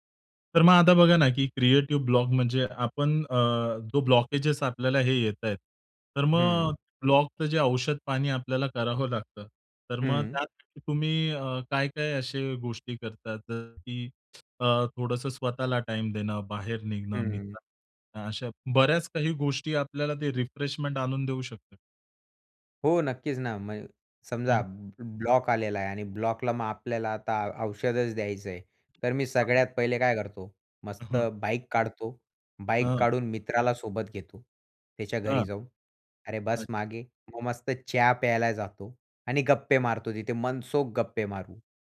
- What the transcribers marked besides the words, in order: other background noise; laughing while speaking: "करावं लागतं"; in English: "रिफ्रेशमेंट"
- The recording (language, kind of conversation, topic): Marathi, podcast, सर्जनशील अडथळा आला तर तुम्ही सुरुवात कशी करता?